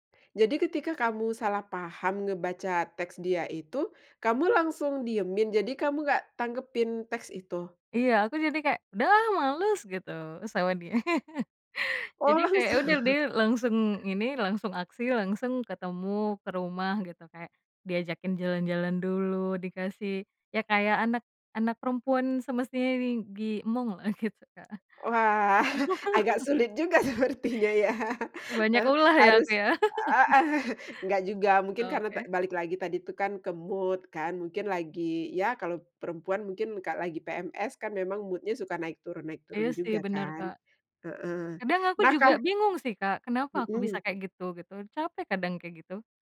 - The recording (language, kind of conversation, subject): Indonesian, podcast, Pernahkah kamu salah paham karena pesan teks?
- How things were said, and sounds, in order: tapping; chuckle; laughing while speaking: "langsung"; other background noise; chuckle; laughing while speaking: "gitu, Kak"; chuckle; laughing while speaking: "sepertinya ya"; chuckle; laughing while speaking: "heeh"; chuckle; in English: "mood"; in English: "mood-nya"